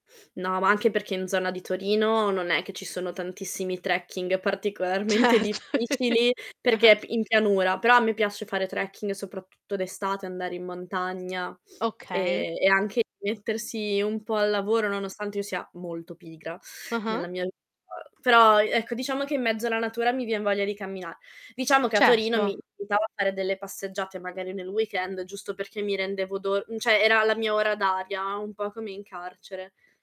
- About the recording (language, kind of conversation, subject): Italian, podcast, Quali pratiche essenziali consiglieresti a chi vive in città ma vuole portare più natura nella vita di tutti i giorni?
- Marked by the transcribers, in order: laughing while speaking: "particolarmente difficili"; laughing while speaking: "Certo"; laugh; tapping; distorted speech; stressed: "molto"; unintelligible speech; other background noise